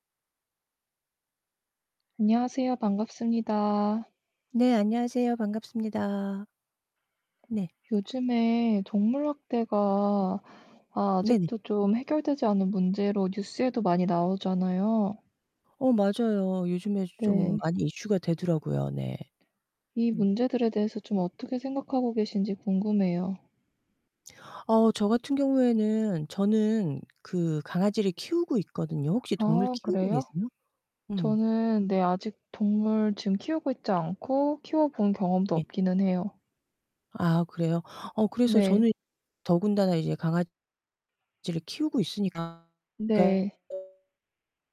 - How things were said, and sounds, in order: other background noise; distorted speech
- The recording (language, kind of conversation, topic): Korean, unstructured, 동물 학대 문제에 대해 어떻게 생각하세요?